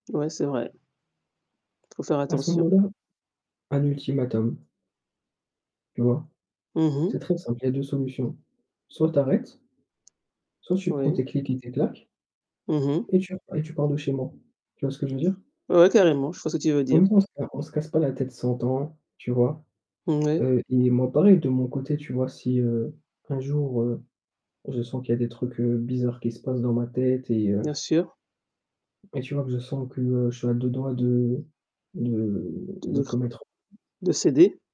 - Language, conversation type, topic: French, unstructured, Crois-tu que tout le monde mérite une seconde chance ?
- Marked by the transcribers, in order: static; other background noise; tapping; distorted speech